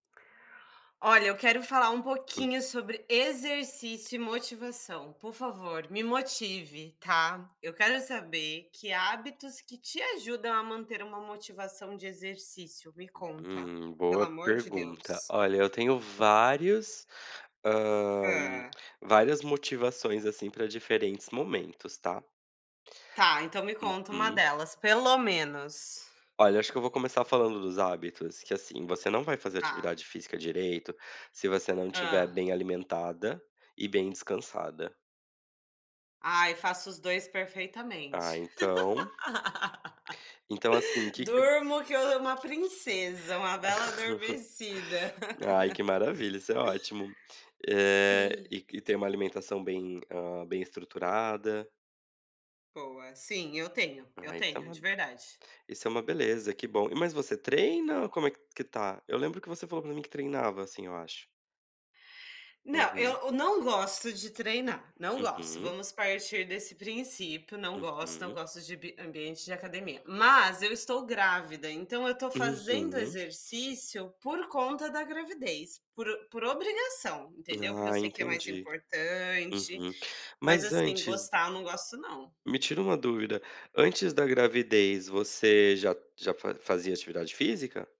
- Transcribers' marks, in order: tapping; laugh; other background noise; chuckle; laugh
- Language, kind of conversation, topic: Portuguese, unstructured, Quais hábitos ajudam a manter a motivação para fazer exercícios?